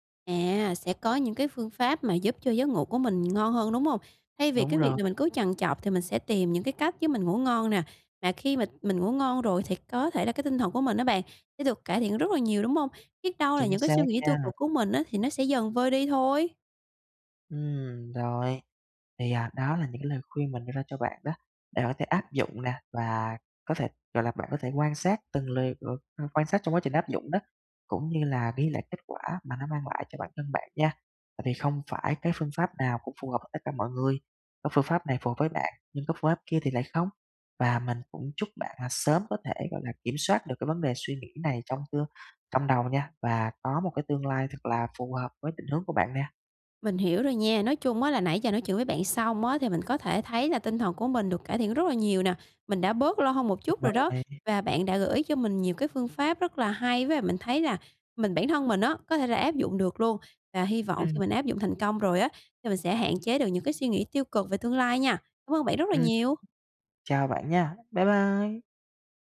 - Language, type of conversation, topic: Vietnamese, advice, Làm sao để tôi bớt suy nghĩ tiêu cực về tương lai?
- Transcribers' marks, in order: tapping; other background noise